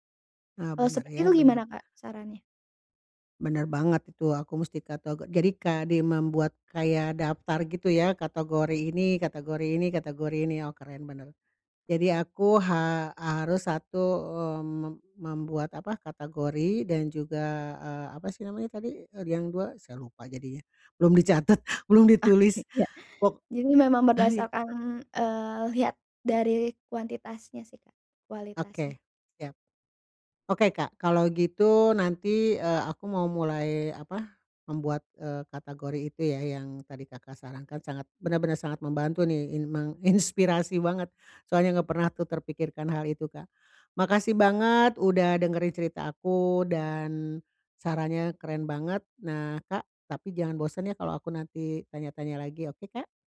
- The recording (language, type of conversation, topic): Indonesian, advice, Bagaimana cara membedakan kebutuhan dan keinginan saat berbelanja?
- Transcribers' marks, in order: none